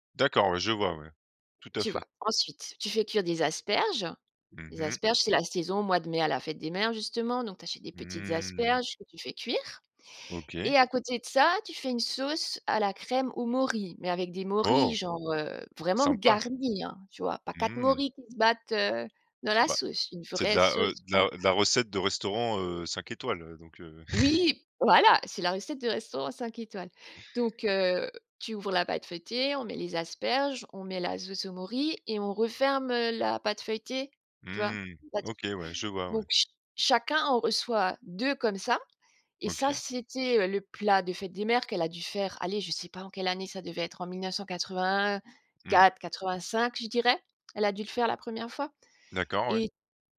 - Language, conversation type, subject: French, podcast, Quels plats de famille évoquent le plus ton passé ?
- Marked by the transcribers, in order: drawn out: "Mmh"; stressed: "morilles"; other background noise; stressed: "garnies"; chuckle; stressed: "Voilà"